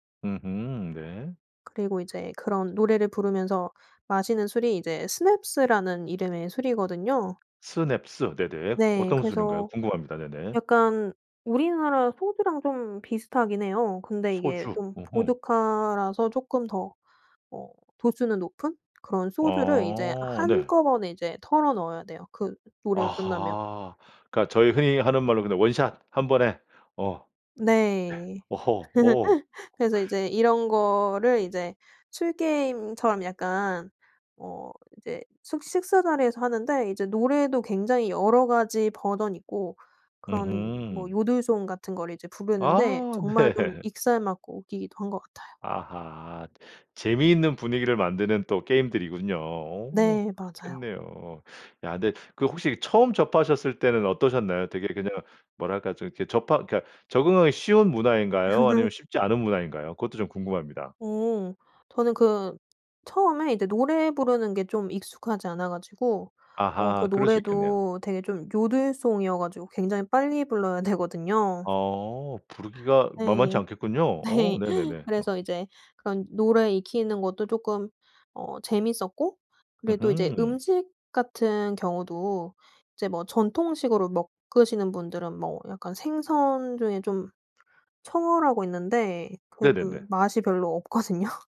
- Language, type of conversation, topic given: Korean, podcast, 고향에서 열리는 축제나 행사를 소개해 주실 수 있나요?
- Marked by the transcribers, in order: tapping; laugh; inhale; other background noise; laughing while speaking: "네"; laugh; laugh; laughing while speaking: "되거든요"; laughing while speaking: "네"; laughing while speaking: "없거든요"